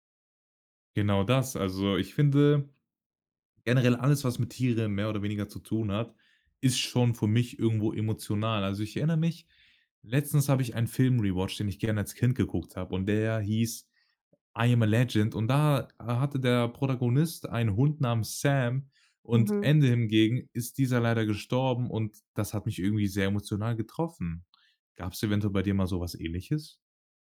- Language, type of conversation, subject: German, podcast, Was macht einen Film wirklich emotional?
- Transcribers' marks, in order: in English: "rewatched"